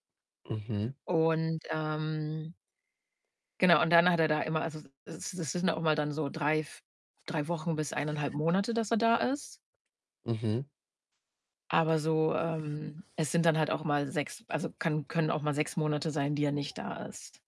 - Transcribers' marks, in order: other background noise; drawn out: "ähm"
- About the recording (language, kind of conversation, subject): German, advice, Wie belastet dich eure Fernbeziehung in Bezug auf Nähe, Vertrauen und Kommunikation?